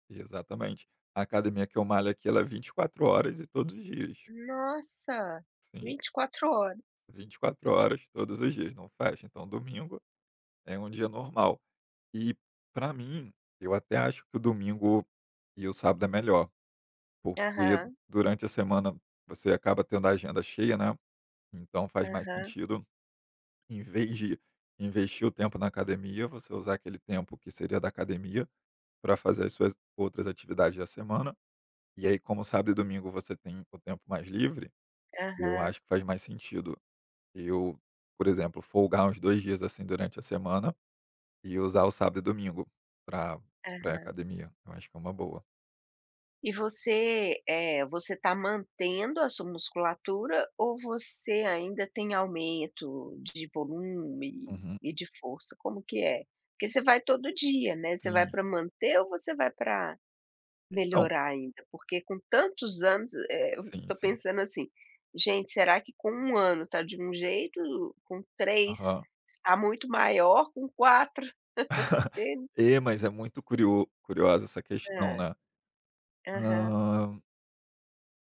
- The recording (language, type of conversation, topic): Portuguese, podcast, Qual é a história por trás do seu hobby favorito?
- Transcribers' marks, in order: drawn out: "Nossa"; tapping; other background noise; chuckle; laugh; unintelligible speech